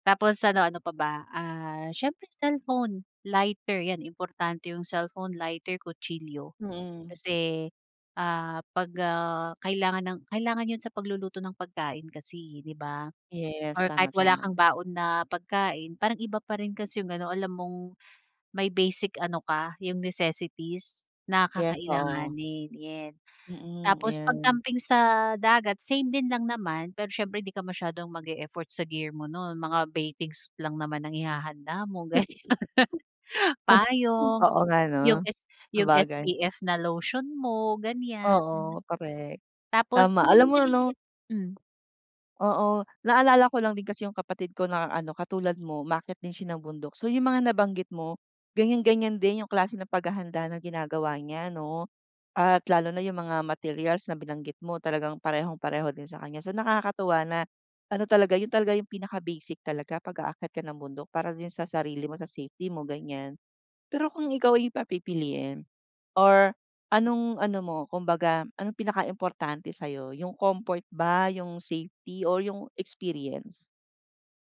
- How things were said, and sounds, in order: in English: "necessities"; laugh; in English: "baitings"; laughing while speaking: "ganiyan"
- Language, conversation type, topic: Filipino, podcast, Anong payo ang maibibigay mo para sa unang paglalakbay sa kampo ng isang baguhan?
- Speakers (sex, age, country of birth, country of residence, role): female, 30-34, Philippines, Philippines, guest; female, 40-44, Philippines, Philippines, host